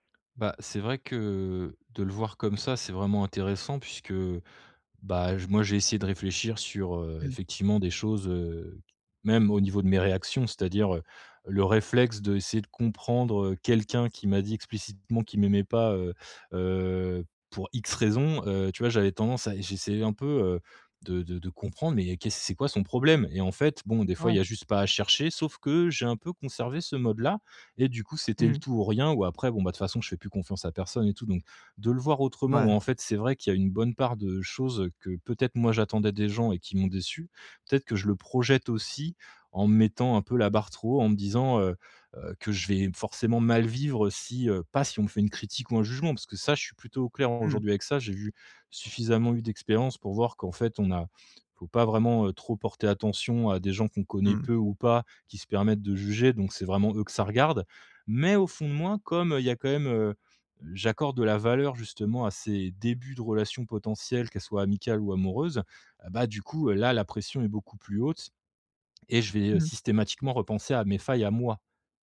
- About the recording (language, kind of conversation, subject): French, advice, Comment puis-je initier de nouvelles relations sans avoir peur d’être rejeté ?
- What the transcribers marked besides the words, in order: other background noise